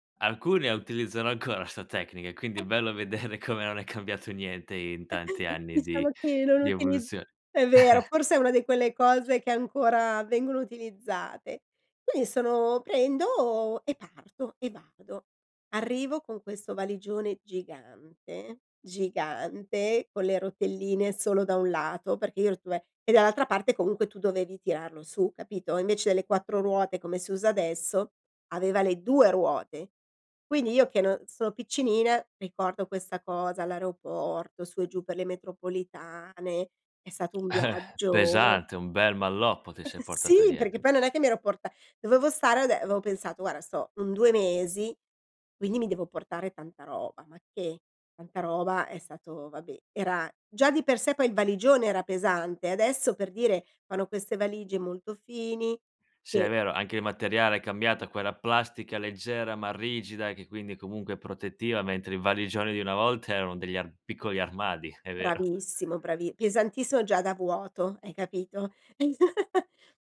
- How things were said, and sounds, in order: laugh; laughing while speaking: "come non è cambiato niente"; chuckle; chuckle; drawn out: "gigante, gigante"; unintelligible speech; chuckle; chuckle
- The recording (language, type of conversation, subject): Italian, podcast, Qual è stato il tuo primo viaggio da solo?